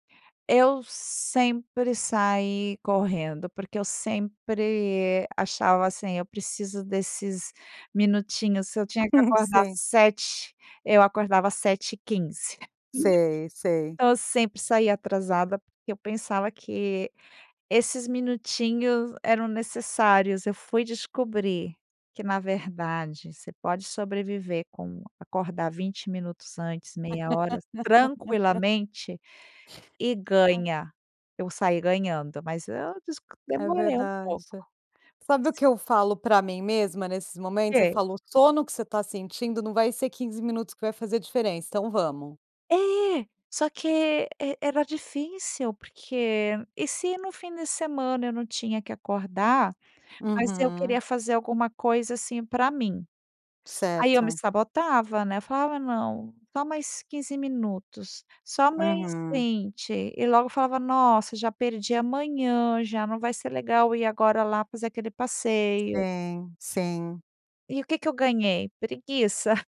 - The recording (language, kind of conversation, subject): Portuguese, podcast, Como você faz para reduzir a correria matinal?
- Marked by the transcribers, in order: laugh; laugh; laugh; other background noise